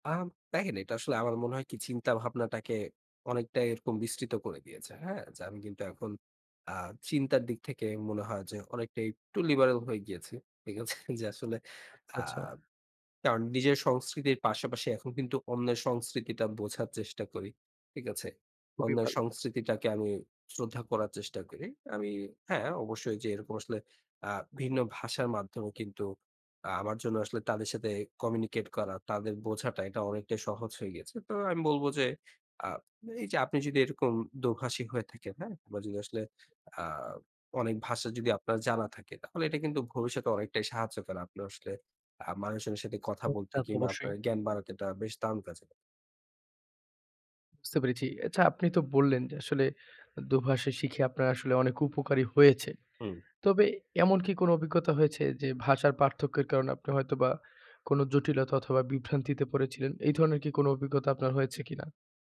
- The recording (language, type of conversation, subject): Bengali, podcast, দুই বা ততোধিক ভাষায় বড় হওয়ার অভিজ্ঞতা কেমন?
- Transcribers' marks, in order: in English: "লিবারেল"; laughing while speaking: "আছে? যে"; other background noise; "আচ্ছা" said as "এচ্ছা"